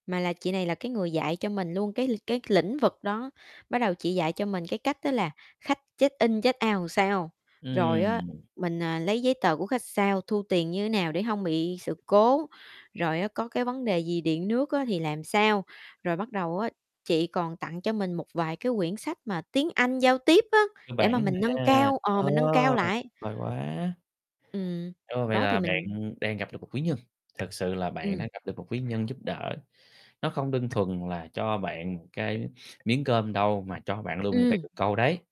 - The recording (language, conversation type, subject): Vietnamese, podcast, Bạn có thể kể về một lần bạn gặp khó khăn và nhận được sự giúp đỡ bất ngờ không?
- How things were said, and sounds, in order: other background noise; in English: "chếch in, chếch out"; "check" said as "chếch"; "check" said as "chếch"; static; "làm" said as "ừn"; tapping; distorted speech